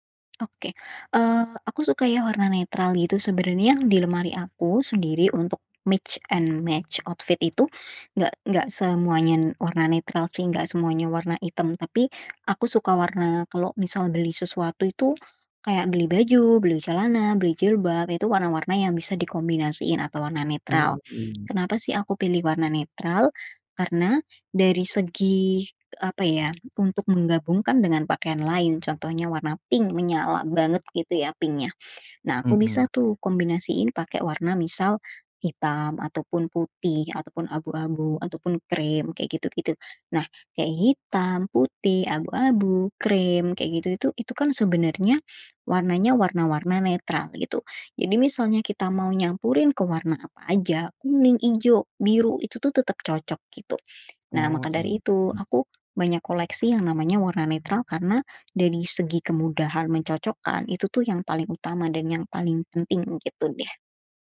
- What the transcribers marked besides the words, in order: in English: "mix and match outfit"; in English: "pink"; in English: "pink-nya"
- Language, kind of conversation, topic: Indonesian, podcast, Bagaimana cara kamu memadupadankan pakaian untuk sehari-hari?